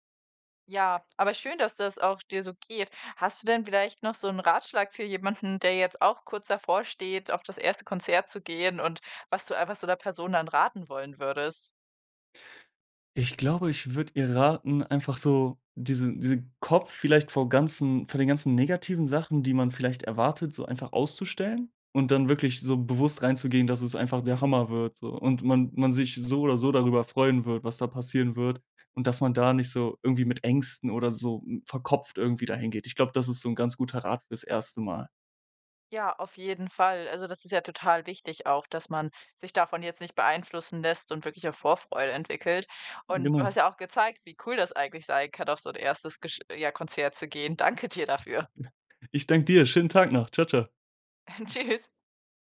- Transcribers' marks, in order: chuckle
- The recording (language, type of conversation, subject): German, podcast, Woran erinnerst du dich, wenn du an dein erstes Konzert zurückdenkst?